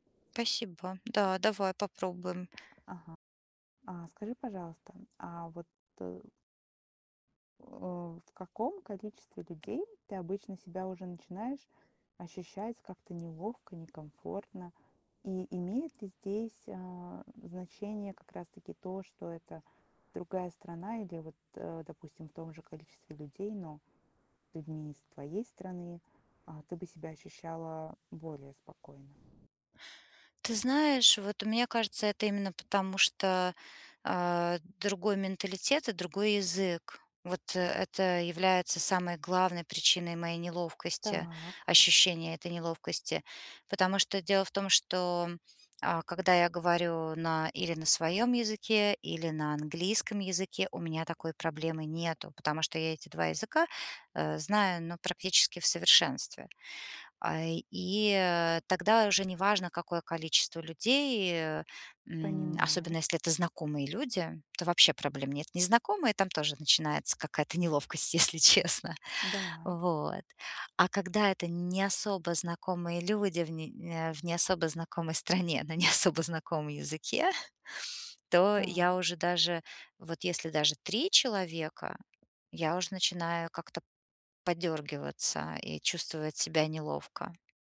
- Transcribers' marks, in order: tapping; other background noise; laughing while speaking: "если честно"; laughing while speaking: "да, на не"
- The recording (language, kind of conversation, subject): Russian, advice, Как перестать чувствовать себя неловко на вечеринках и легче общаться с людьми?
- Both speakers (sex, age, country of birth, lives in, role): female, 25-29, Russia, United States, advisor; female, 40-44, Russia, United States, user